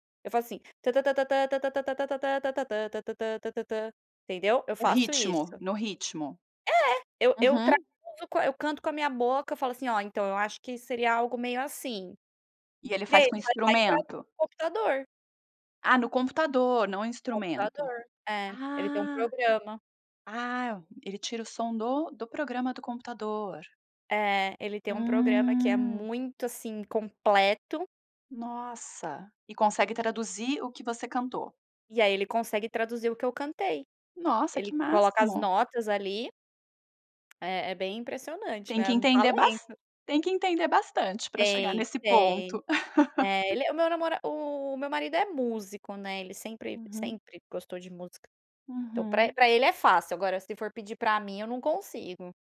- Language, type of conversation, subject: Portuguese, podcast, Como você descobre música nova hoje em dia?
- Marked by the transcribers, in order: singing: "tan-tan-tan-tan-tan-tan-tan-tan-tan-tan-tan-tan-tan-tan-tan-tan-tan-tan"; drawn out: "Hum"; tapping; chuckle